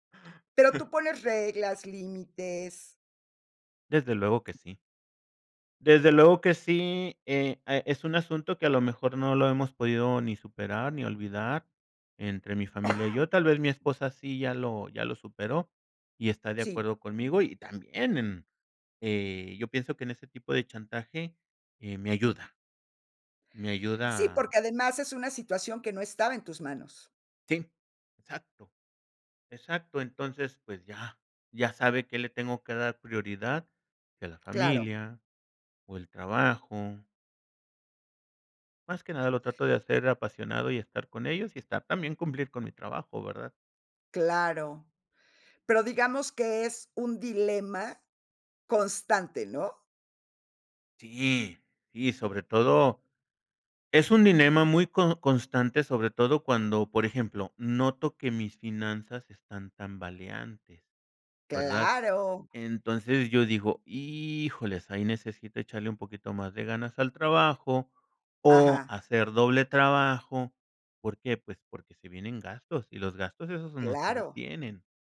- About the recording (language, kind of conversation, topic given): Spanish, podcast, ¿Qué te lleva a priorizar a tu familia sobre el trabajo, o al revés?
- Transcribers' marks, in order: chuckle; cough